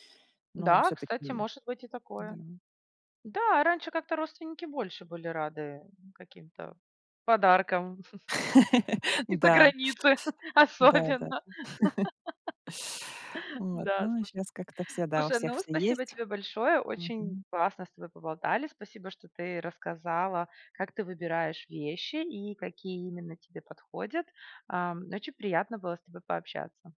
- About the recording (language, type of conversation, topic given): Russian, podcast, Как понять, какая одежда и какой образ тебе действительно идут?
- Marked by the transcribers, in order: chuckle; laughing while speaking: "особенно"; chuckle